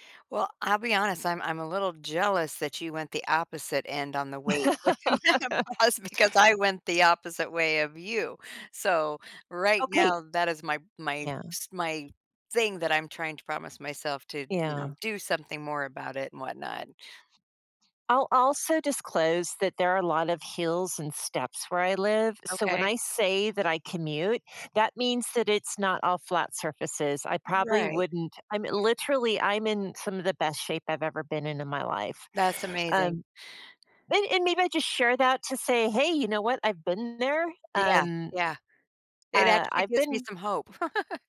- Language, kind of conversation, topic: English, unstructured, What's the best way to keep small promises to oneself?
- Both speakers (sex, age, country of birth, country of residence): female, 55-59, United States, United States; female, 60-64, United States, United States
- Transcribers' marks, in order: laugh; laughing while speaking: "with the menopause because"; laugh